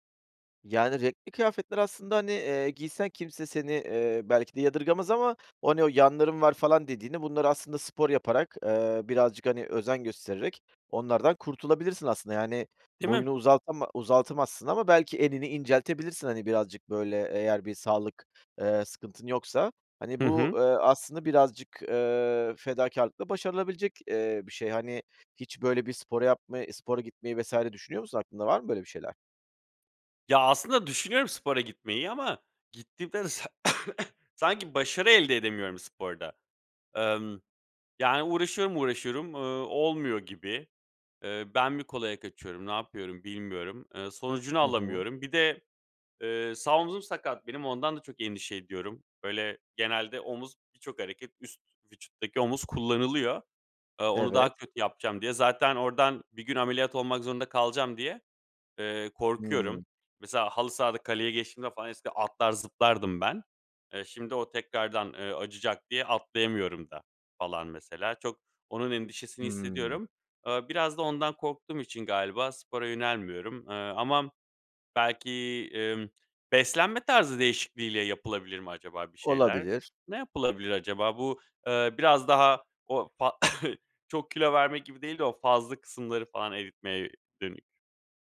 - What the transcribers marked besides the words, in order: "uzatama-" said as "uzaltama"; "uzatamazsın" said as "uzaltamazsın"; cough; cough
- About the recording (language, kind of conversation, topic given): Turkish, advice, Dış görünüşün ve beden imajınla ilgili hissettiğin baskı hakkında neler hissediyorsun?